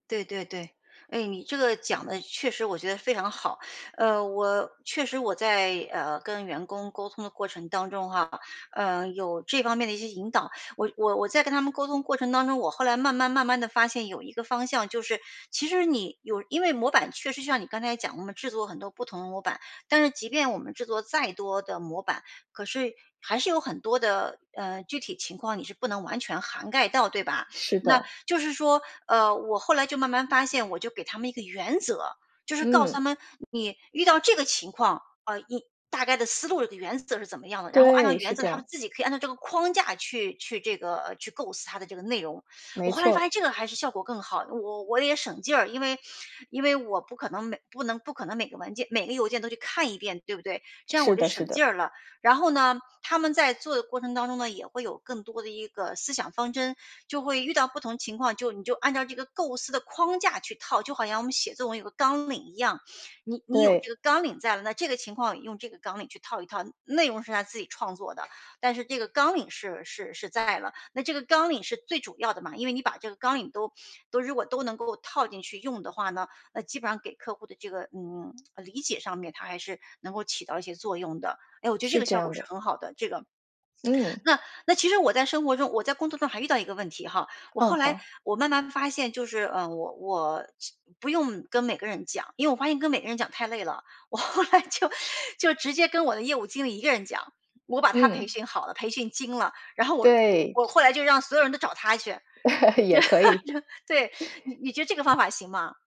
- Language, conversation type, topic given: Chinese, advice, 如何用文字表达复杂情绪并避免误解？
- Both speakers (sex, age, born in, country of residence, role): female, 35-39, China, United States, advisor; female, 50-54, China, United States, user
- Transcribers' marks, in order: tapping; other background noise; swallow; laughing while speaking: "后来就"; laugh; laughing while speaking: "对啊，就 对"; joyful: "也可以"; laugh